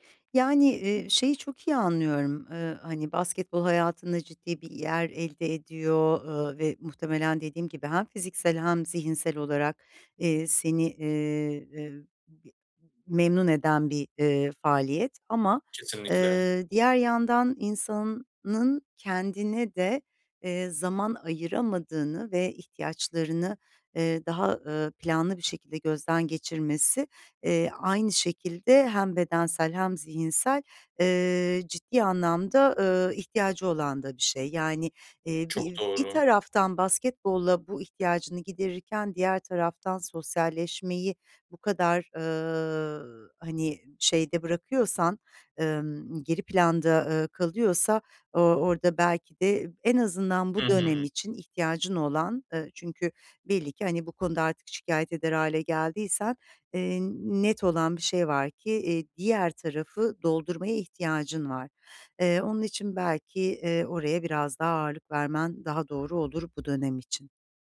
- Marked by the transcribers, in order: other background noise; tapping
- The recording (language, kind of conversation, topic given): Turkish, advice, Gün içinde rahatlamak için nasıl zaman ayırıp sakinleşebilir ve kısa molalar verebilirim?